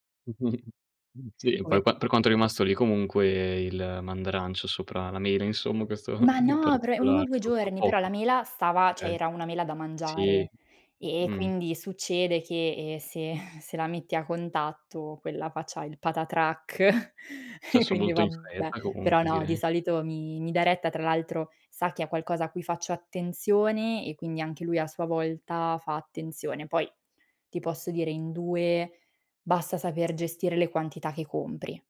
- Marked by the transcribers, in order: chuckle; other background noise; chuckle; "cioè" said as "ceh"; chuckle; laughing while speaking: "patatrac e"
- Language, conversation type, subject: Italian, podcast, Come riesci a ridurre gli sprechi in cucina senza impazzire?